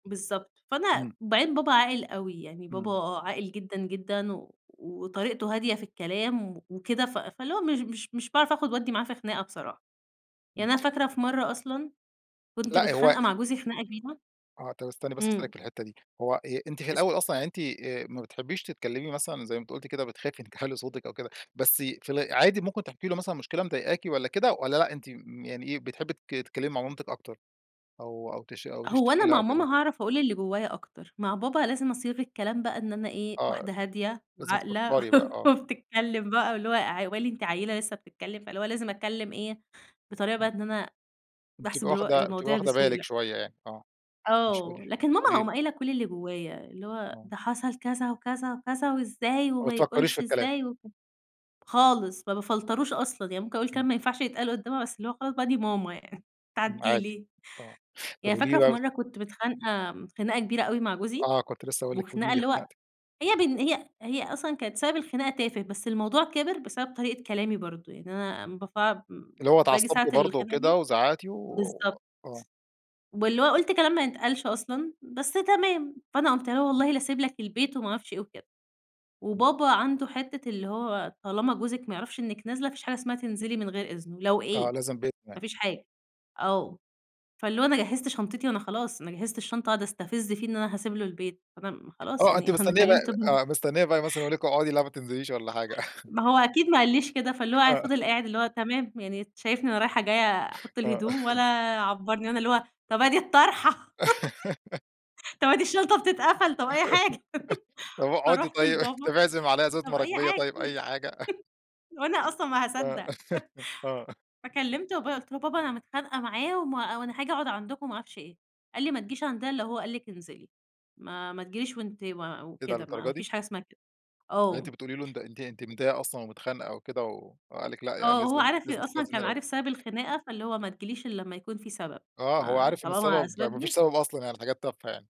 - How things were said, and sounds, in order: tapping; chuckle; laughing while speaking: "وبتتكلم بقى واللي هو"; unintelligible speech; in English: "بافلتروش"; chuckle; unintelligible speech; laughing while speaking: "اقعدي، لأ، ما تنزليش والَّا حاجة"; chuckle; laughing while speaking: "آه"; laughing while speaking: "آه"; laughing while speaking: "أنا اللي هو طب أدي … طب أي حاجة"; giggle; laughing while speaking: "طب اقعدي طيب، طب اعزم … حاجة. آه، آه"; giggle; laughing while speaking: "طب أي حاجة وأنا أصلًا ما هاصدق"; chuckle; giggle; other noise; unintelligible speech
- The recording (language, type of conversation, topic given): Arabic, podcast, إزاي بتتكلم مع أهلك لما بتكون مضايق؟